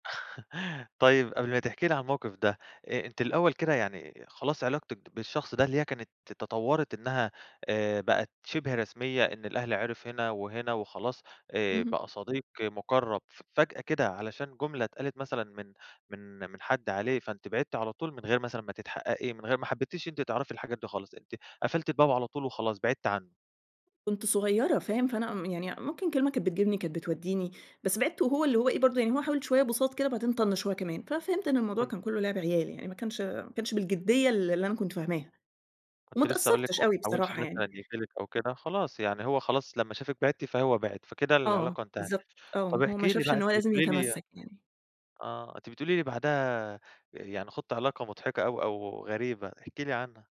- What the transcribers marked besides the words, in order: chuckle; other background noise
- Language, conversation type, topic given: Arabic, podcast, إزاي تعرف إن العلاقة ماشية صح؟